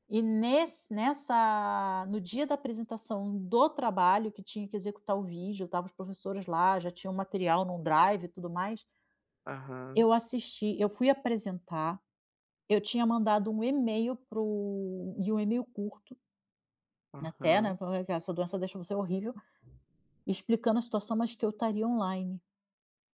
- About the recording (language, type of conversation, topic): Portuguese, advice, Como posso viver alinhado aos meus valores quando os outros esperam algo diferente?
- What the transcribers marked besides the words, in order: none